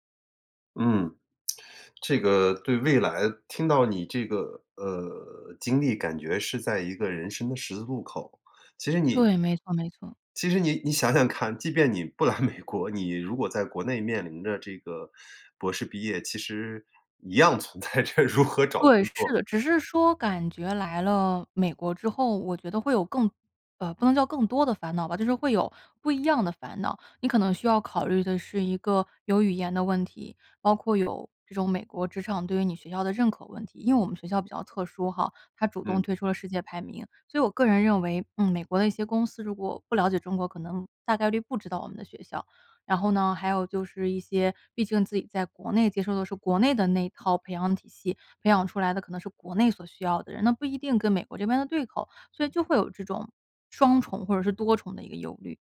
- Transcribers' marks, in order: laughing while speaking: "不来美国"; laughing while speaking: "存在着如何"; other background noise
- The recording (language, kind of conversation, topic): Chinese, advice, 夜里失眠时，我总会忍不住担心未来，怎么才能让自己平静下来不再胡思乱想？